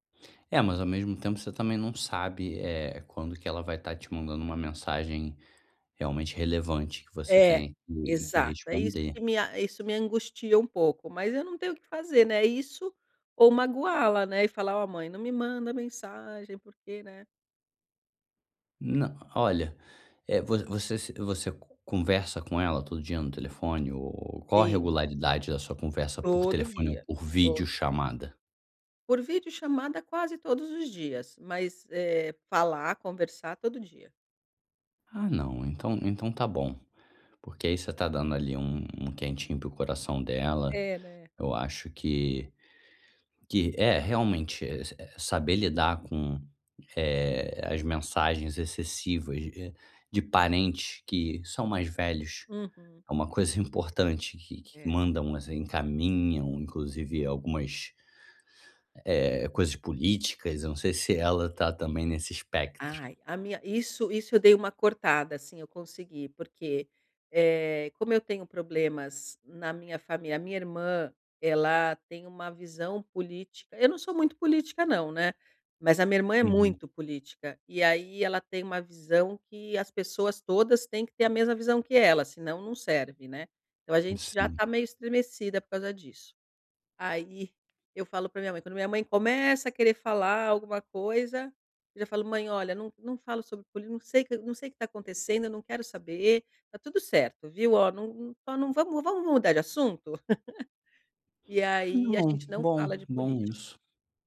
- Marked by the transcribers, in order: laugh
- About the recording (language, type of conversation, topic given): Portuguese, advice, Como posso resistir à checagem compulsiva do celular antes de dormir?